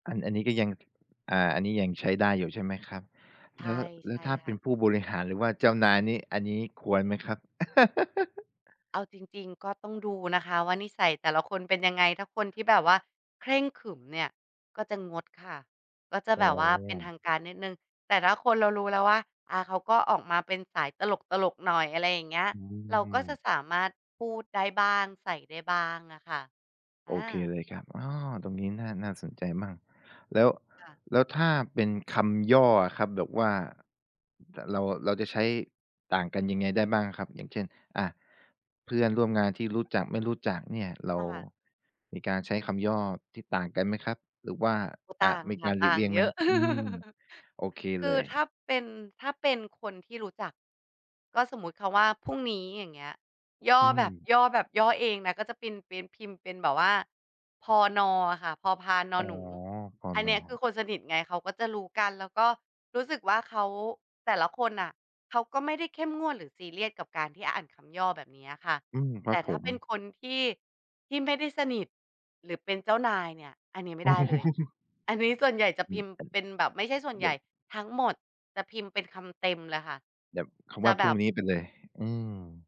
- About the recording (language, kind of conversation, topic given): Thai, podcast, คุณปรับวิธีใช้ภาษาตอนอยู่กับเพื่อนกับตอนทำงานต่างกันไหม?
- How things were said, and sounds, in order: other background noise; laugh; laugh; tapping; chuckle